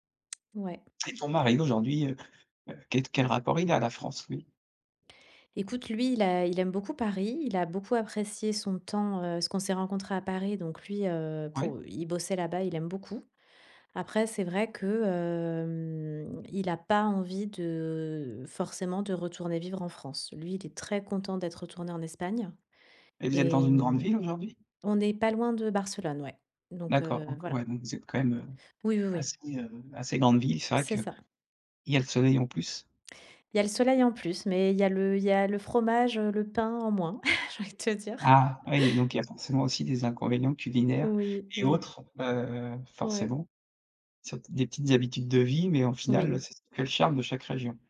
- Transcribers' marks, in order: drawn out: "hem"; laughing while speaking: "j'ai envie de te dire"
- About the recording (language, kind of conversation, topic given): French, podcast, Peux-tu raconter une histoire de migration dans ta famille ?